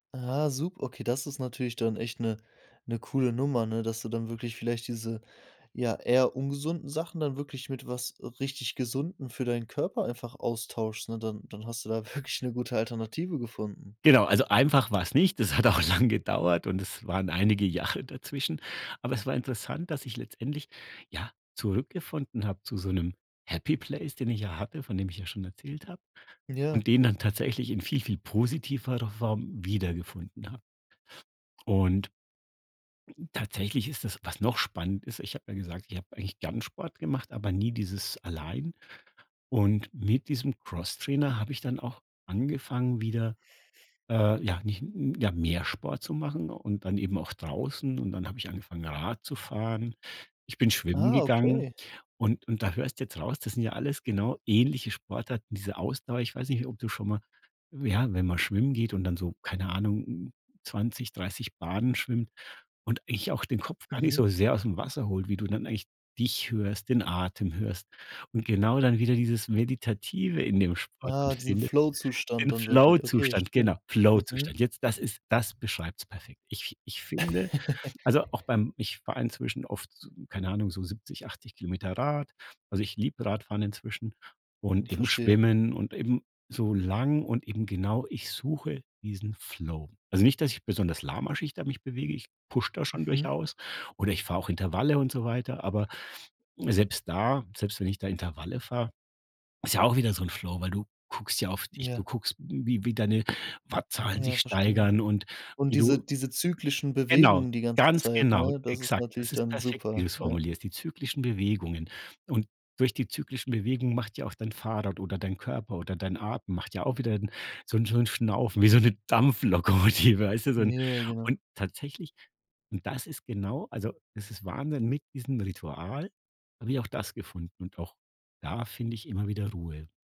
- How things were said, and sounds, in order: laughing while speaking: "wirklich"; laughing while speaking: "hat auch lang gedauert"; laughing while speaking: "Jahre"; in English: "Happy Place"; other background noise; laugh; in English: "push"; laughing while speaking: "Dampflokomotive"
- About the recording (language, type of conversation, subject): German, podcast, Wie sieht dein typisches Morgenritual zu Hause aus?